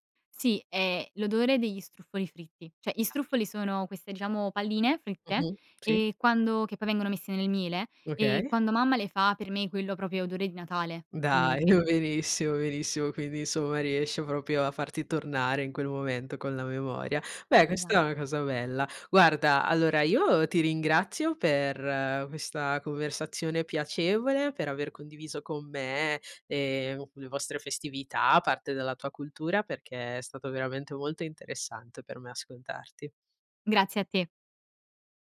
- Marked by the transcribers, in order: "Cioè" said as "ceh"; unintelligible speech; "diciamo" said as "ciamo"; "proprio" said as "propio"; "proprio" said as "propio"
- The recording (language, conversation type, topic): Italian, podcast, Qual è una tradizione di famiglia a cui sei particolarmente affezionato?